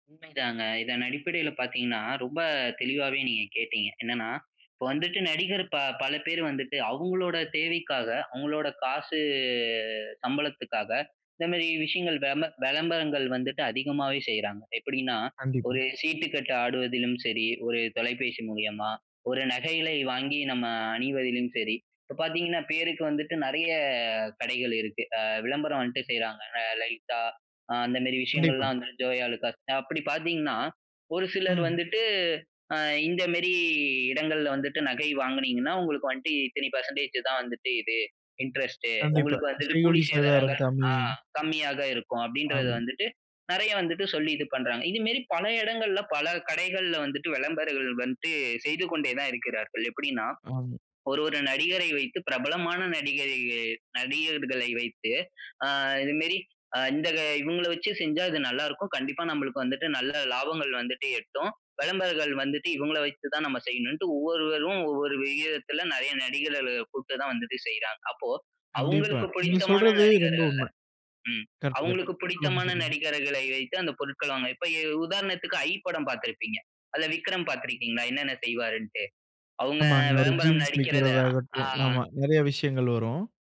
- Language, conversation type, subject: Tamil, podcast, நடிகர்களைச் சுற்றியுள்ள ஊழல் குற்றச்சாட்டுகள் காலப்போக்கில் அவர்களின் பிரபலத்தை எவ்வாறு பாதிக்கும்?
- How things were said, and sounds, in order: drawn out: "காசு"; background speech